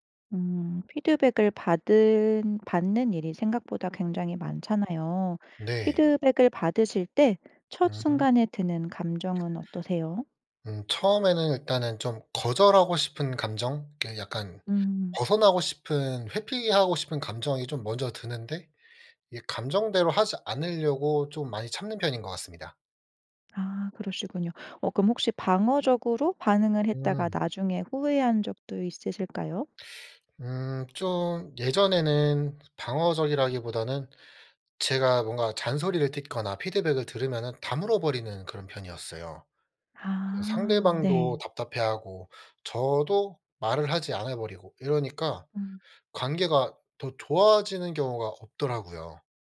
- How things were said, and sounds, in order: teeth sucking
- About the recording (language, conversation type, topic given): Korean, podcast, 피드백을 받을 때 보통 어떻게 반응하시나요?